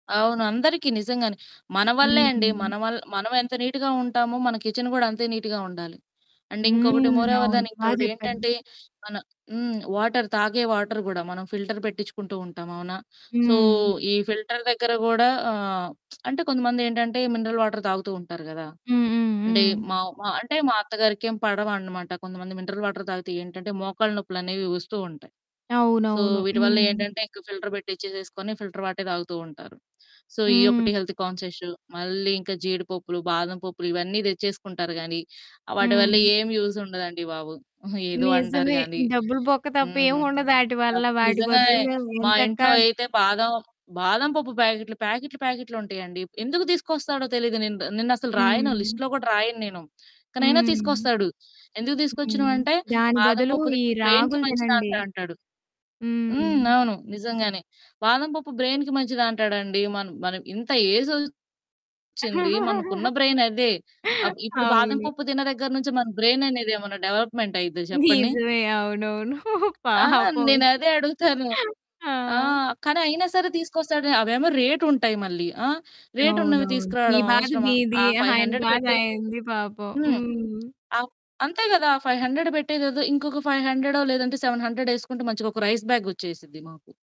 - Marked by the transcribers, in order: static; in English: "నీట్‌గా"; in English: "కిచెన్"; in English: "నీట్‌గా"; in English: "అండ్"; other background noise; in English: "మోర్ ఓవర్ దెన్"; in English: "వాటర్"; in English: "ఫిల్టర్"; in English: "సో"; in English: "ఫిల్టర్"; lip smack; in English: "మినరల్ వాటర్"; in English: "మినరల్ వాటర్"; in English: "సో"; in English: "ఫిల్టర్"; in English: "ఫిల్టర్ వాటర్"; in English: "సో"; in English: "హెల్త్ కాన్షియస్"; in English: "యూజ్"; in English: "లిస్ట్‌లో"; in English: "బ్రెయిన్‌కి"; in English: "బ్రెయిన్‌కి"; in English: "ఏజ్"; in English: "బ్రెయిన్"; laugh; in English: "బ్రెయిన్"; in English: "డెవలప్మెంట్"; laughing while speaking: "నిజమే. అవునవును. పాపం"; tapping; in English: "రేట్"; in English: "రేట్"; in English: "ఫైవ్ హండ్రెడ్"; in English: "ఫైవ్ హండ్రెడ్"; in English: "ఫైవ్"; in English: "సెవెన్ హండ్రెడ్"; in English: "రైస్ బ్యాగ్"
- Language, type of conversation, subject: Telugu, podcast, ఆరోగ్యాన్ని కాపాడుకుంటూ వంటగదిని ఎలా సవ్యంగా ఏర్పాటు చేసుకోవాలి?